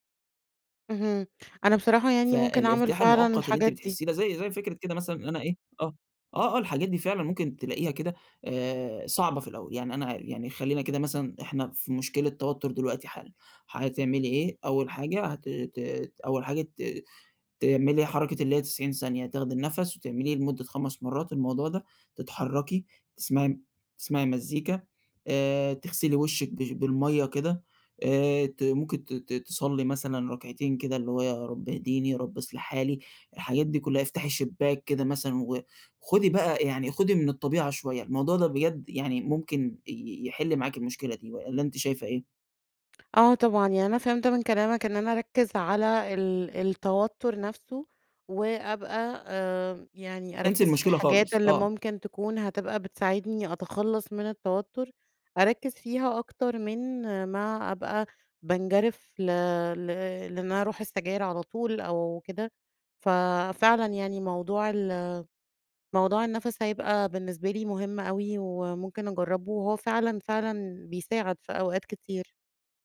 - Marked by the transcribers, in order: none
- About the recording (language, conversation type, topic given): Arabic, advice, إمتى بتلاقي نفسك بترجع لعادات مؤذية لما بتتوتر؟